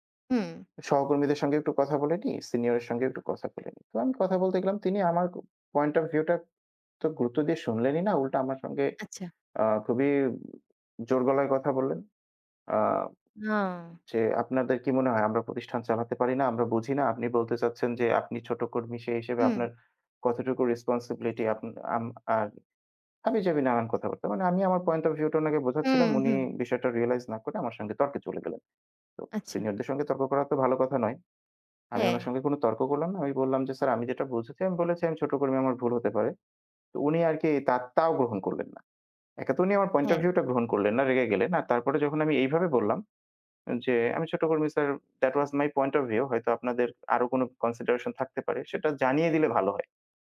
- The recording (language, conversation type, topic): Bengali, unstructured, দরিদ্রতার কারণে কি মানুষ সহজেই হতাশায় ভোগে?
- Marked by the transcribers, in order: in English: "রেসপনসিবিলিটি"; other noise; in English: "রিয়ালাইজ"; in English: "কনসিডারেশন"